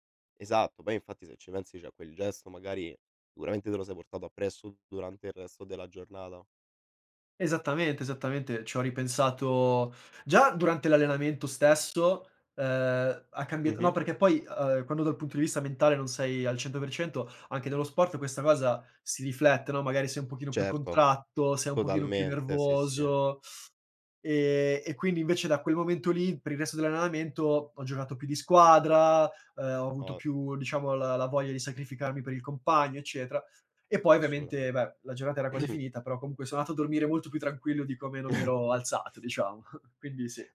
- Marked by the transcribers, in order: "cioè" said as "ceh"; tapping; teeth sucking; "allenamento" said as "allanamento"; other background noise; throat clearing; chuckle
- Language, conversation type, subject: Italian, unstructured, Che cosa pensi della gentilezza nella vita di tutti i giorni?
- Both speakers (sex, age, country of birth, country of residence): male, 20-24, Italy, Italy; male, 25-29, Italy, Italy